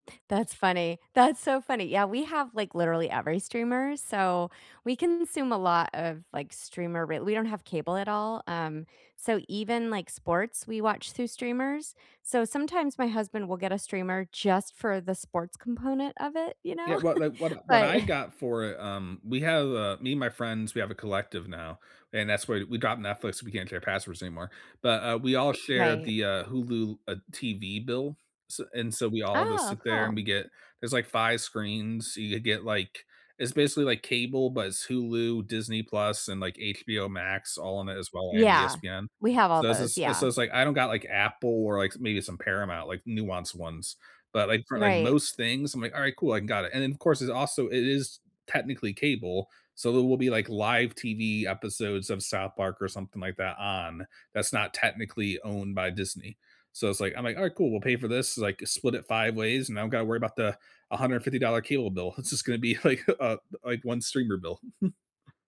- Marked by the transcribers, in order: stressed: "just"; giggle; chuckle; laughing while speaking: "like"; chuckle
- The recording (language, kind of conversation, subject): English, unstructured, When a new series comes out, do you binge-watch it or prefer weekly episodes, and why?
- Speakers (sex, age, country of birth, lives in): female, 45-49, United States, United States; male, 30-34, United States, United States